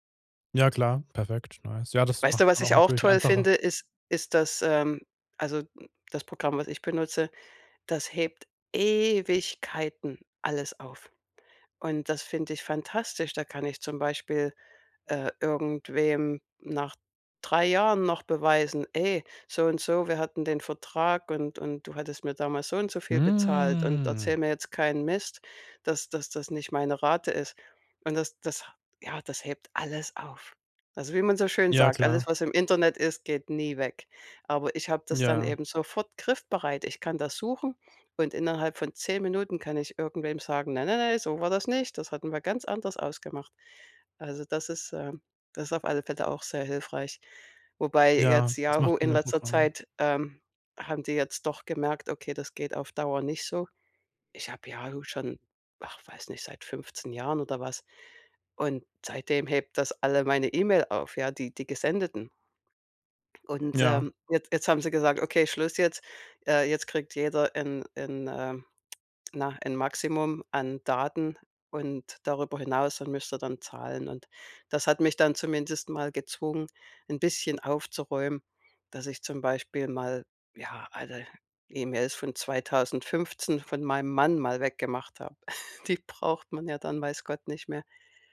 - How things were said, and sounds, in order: other background noise; drawn out: "Ewigkeiten"; drawn out: "Hm"; chuckle
- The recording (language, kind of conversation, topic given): German, podcast, Wie hältst du dein E-Mail-Postfach dauerhaft aufgeräumt?